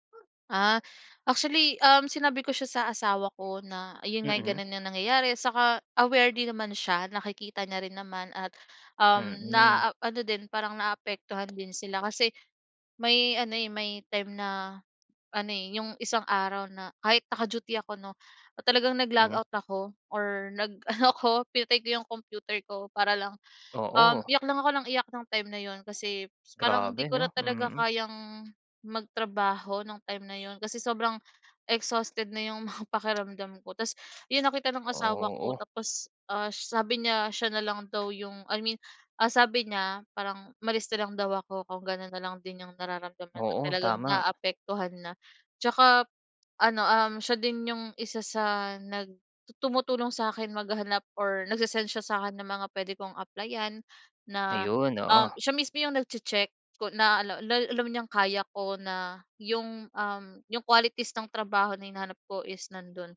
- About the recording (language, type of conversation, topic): Filipino, podcast, Ano ang mga palatandaan na panahon nang umalis o manatili sa trabaho?
- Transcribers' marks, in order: background speech; laughing while speaking: "nag-ano ako"; horn; in English: "exhausted"; in English: "qualities"